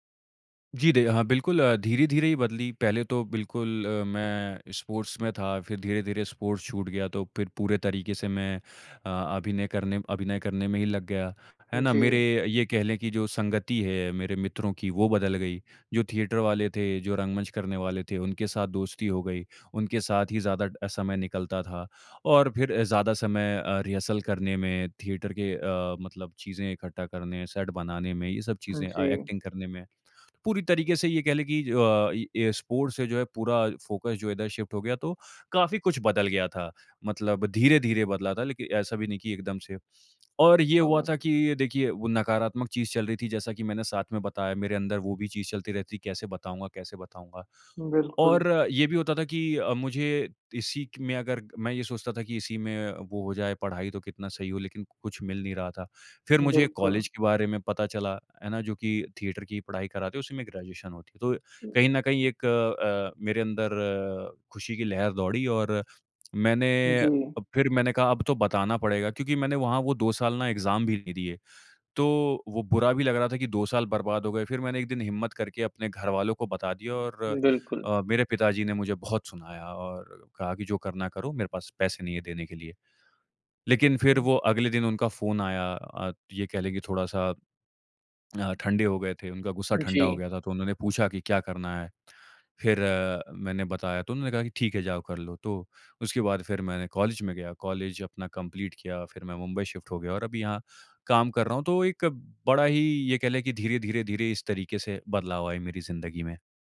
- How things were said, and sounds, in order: in English: "स्पोर्ट्स"; in English: "स्पोर्ट्स"; in English: "थिएटर"; in English: "रिहर्सल"; in English: "थिएटर"; tapping; in English: "एक्टिंग"; in English: "स्पोर्ट्स"; in English: "फोकस"; in English: "शिफ्ट"; in English: "थिएटर"; in English: "ग्रेजुएशन"; other background noise; lip smack; in English: "एग्ज़ाम"; in English: "कम्पलीट"; in English: "शिफ्ट"
- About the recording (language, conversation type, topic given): Hindi, podcast, क्या आप कोई ऐसा पल साझा करेंगे जब आपने खामोशी में कोई बड़ा फैसला लिया हो?